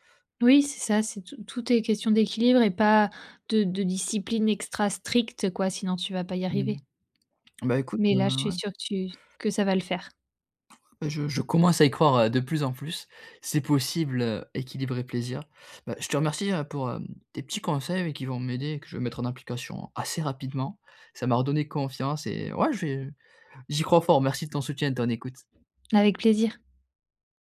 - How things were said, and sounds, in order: other background noise
- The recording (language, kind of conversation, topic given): French, advice, Comment équilibrer le plaisir immédiat et les résultats à long terme ?